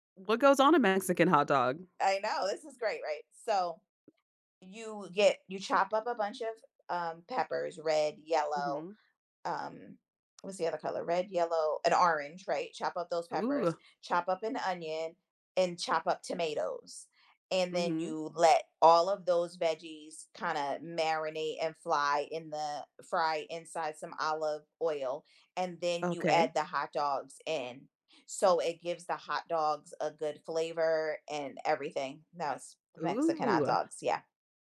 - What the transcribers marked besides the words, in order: other background noise
- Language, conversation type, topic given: English, unstructured, How would your approach to cooking and meal planning change if you could only use a campfire for a week?
- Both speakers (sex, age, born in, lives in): female, 35-39, United States, United States; female, 45-49, United States, United States